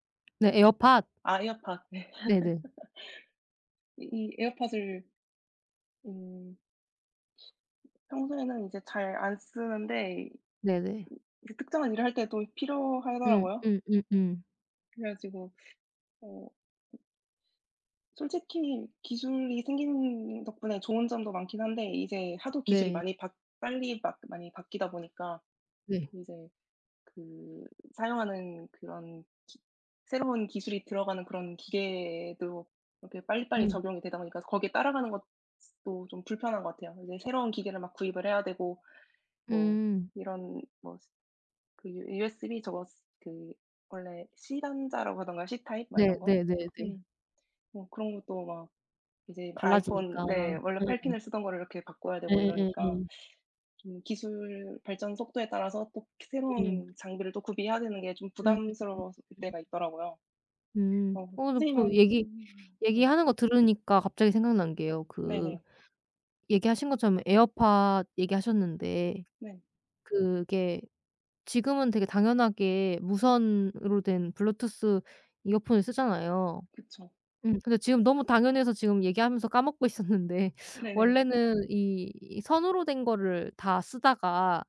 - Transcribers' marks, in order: tapping; laughing while speaking: "네"; laugh; other background noise; unintelligible speech; laughing while speaking: "있었는데"
- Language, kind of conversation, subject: Korean, unstructured, 기술이 우리 일상생활을 어떻게 바꾸고 있다고 생각하시나요?